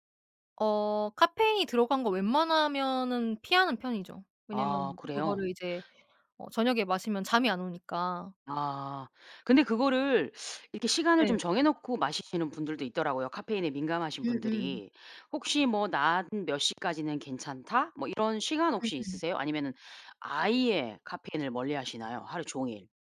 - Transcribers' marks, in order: other background noise
- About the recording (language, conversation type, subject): Korean, podcast, 잠을 잘 자려면 평소에 어떤 습관을 지키시나요?